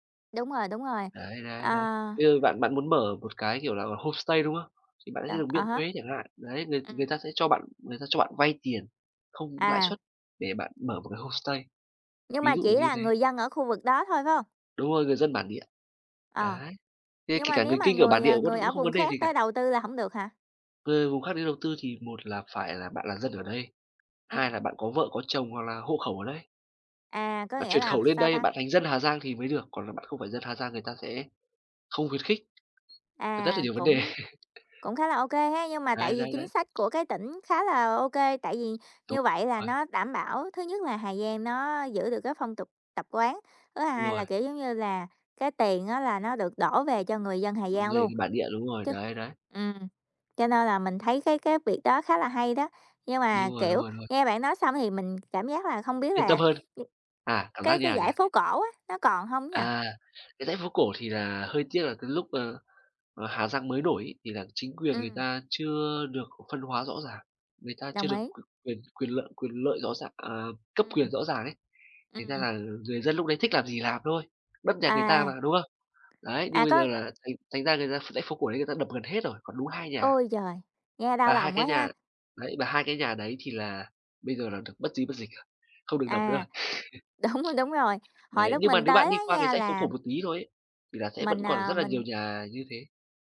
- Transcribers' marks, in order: other background noise; in English: "homestay"; in English: "homestay"; tapping; laughing while speaking: "đề"; unintelligible speech; laughing while speaking: "đúng"; chuckle
- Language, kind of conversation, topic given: Vietnamese, unstructured, Bạn nghĩ gì về việc du lịch khiến người dân địa phương bị đẩy ra khỏi nhà?